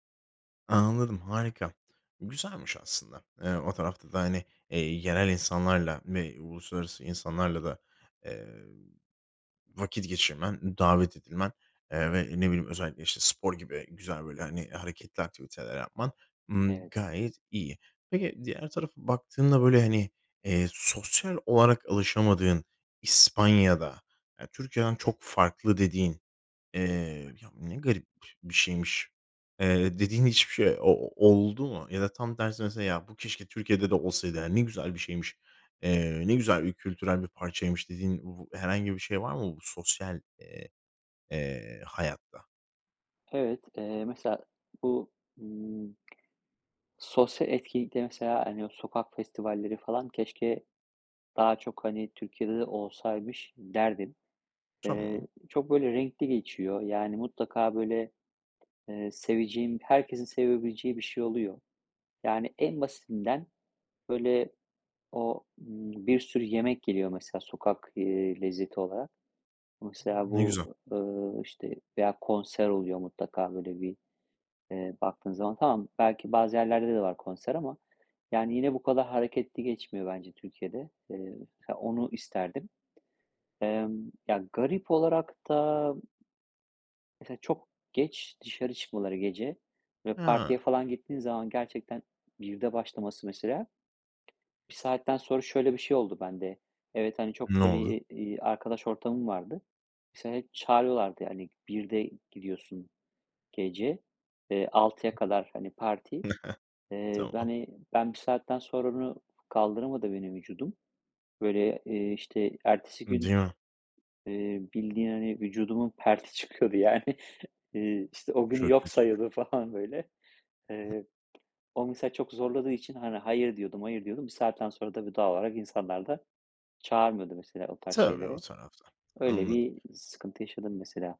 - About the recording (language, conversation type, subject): Turkish, podcast, Yabancı bir şehirde yeni bir çevre nasıl kurulur?
- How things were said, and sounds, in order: tapping; other background noise; other noise; chuckle; laughing while speaking: "perti çıkıyordu, yani"; laughing while speaking: "falan, böyle"